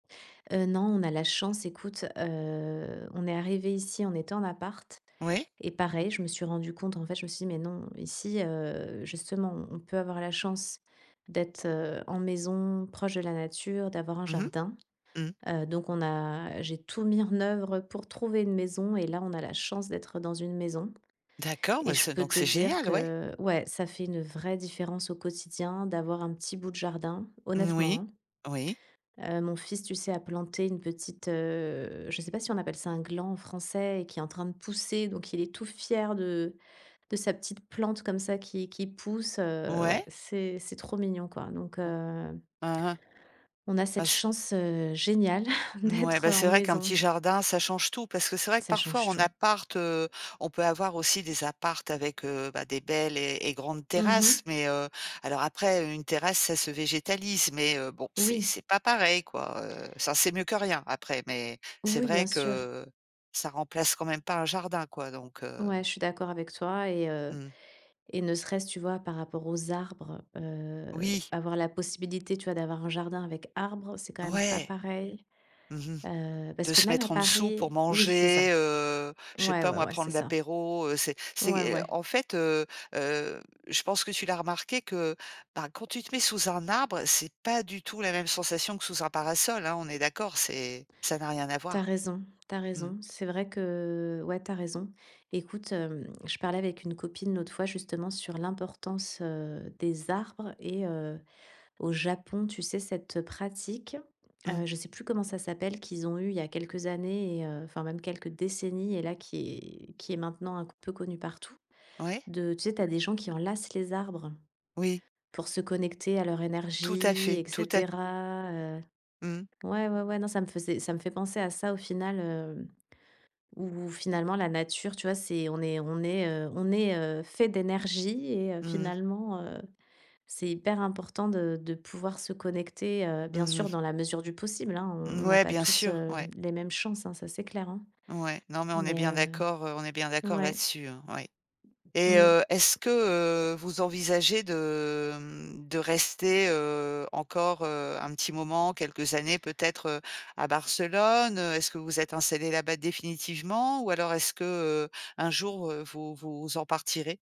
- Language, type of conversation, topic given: French, podcast, Comment vous rapprochez-vous de la nature en ville ?
- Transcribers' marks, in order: chuckle